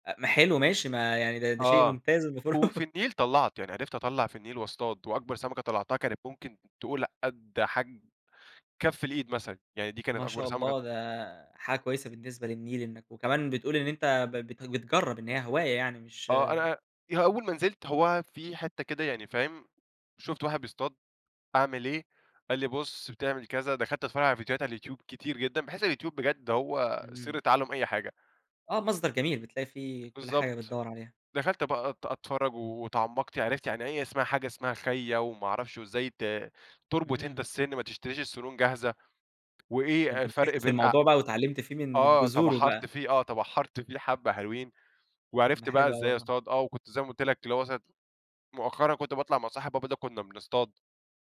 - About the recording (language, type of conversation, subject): Arabic, podcast, إيه العلاقة بين الهواية وصحتك النفسية؟
- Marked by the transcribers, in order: chuckle; tapping